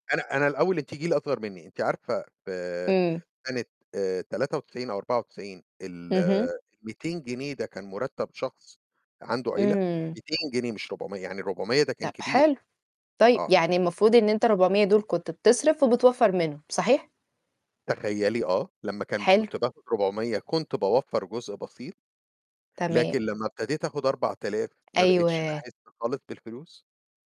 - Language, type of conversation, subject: Arabic, unstructured, إيه أهمية إن يبقى عندنا صندوق طوارئ مالي؟
- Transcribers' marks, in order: distorted speech; tapping